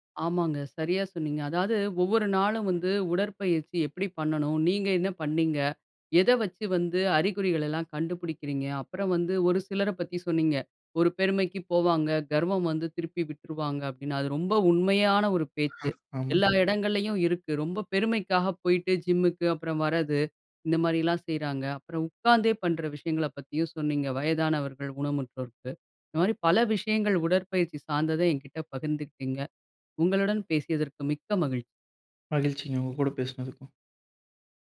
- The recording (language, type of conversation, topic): Tamil, podcast, ஒவ்வொரு நாளும் உடற்பயிற்சி பழக்கத்தை எப்படி தொடர்ந்து வைத்துக்கொள்கிறீர்கள்?
- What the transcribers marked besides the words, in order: other noise; unintelligible speech